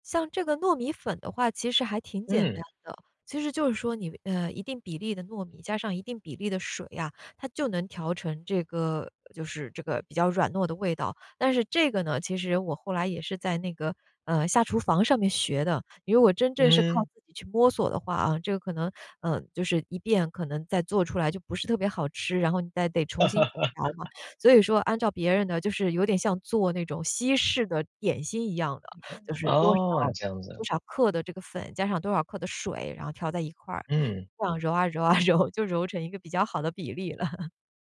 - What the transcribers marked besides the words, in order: other background noise; chuckle; other noise; laughing while speaking: "揉"; chuckle
- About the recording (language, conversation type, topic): Chinese, podcast, 你最喜欢的本地小吃是哪一种，为什么？